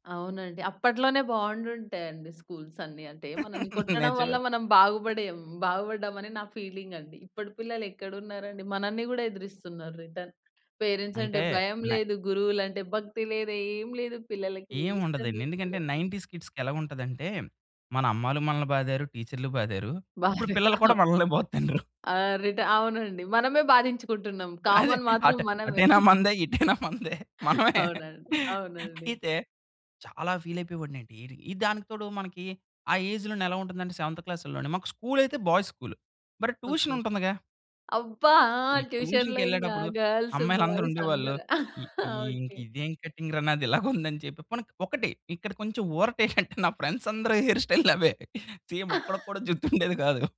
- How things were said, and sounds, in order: in English: "స్కూల్స్"; chuckle; other background noise; in English: "ఫీలింగ్"; in English: "రిటర్న్. పేరెంట్స్"; in English: "నైన్టీస్ కిడ్స్‌కి"; other noise; unintelligible speech; chuckle; in English: "కామన్"; laughing while speaking: "అదే ఆటు అటైనా మందే ఇటైనా మందే, మనమే"; chuckle; in English: "ఫీల్"; in English: "ఏజ్"; in English: "సెవెంత్ క్లాస్‌లోనే"; in English: "బాయ్స్"; in English: "ట్యూషన్"; in English: "ట్యూషన్‌లో"; in English: "ట్యూషన్‌కి"; in English: "గర్ల్స్, బాయ్స్"; chuckle; laughing while speaking: "ఊరటేంటంటే నా ఫ్రెండ్స్ అందరూ హెయిర్ … జుట్టు ఉండేది కాదు"; in English: "ఫ్రెండ్స్"; in English: "హెయిర్ స్టైల్"; in English: "సేమ్"; chuckle
- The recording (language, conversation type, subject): Telugu, podcast, మీ ఆత్మవిశ్వాసాన్ని పెంచిన అనుభవం గురించి చెప్పగలరా?